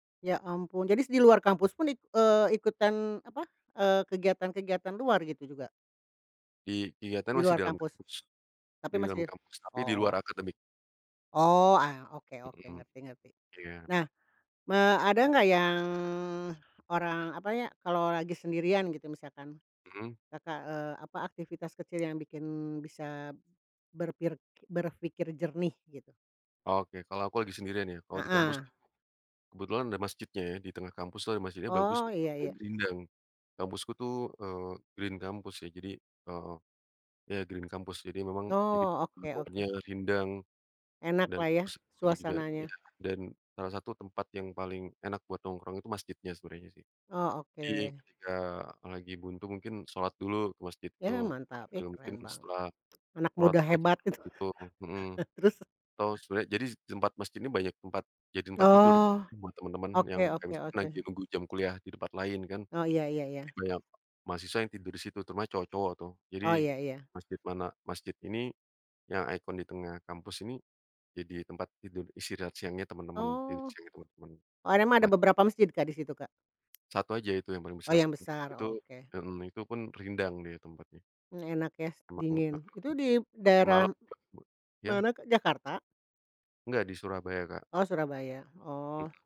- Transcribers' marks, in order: in English: "Green"; in English: "Green"; unintelligible speech; unintelligible speech; tapping; chuckle; "terutama" said as "tuma"; in English: "icon"; "Emang" said as "rema"; unintelligible speech; unintelligible speech
- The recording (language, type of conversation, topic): Indonesian, podcast, Bagaimana cara kamu menemukan perspektif baru saat merasa buntu?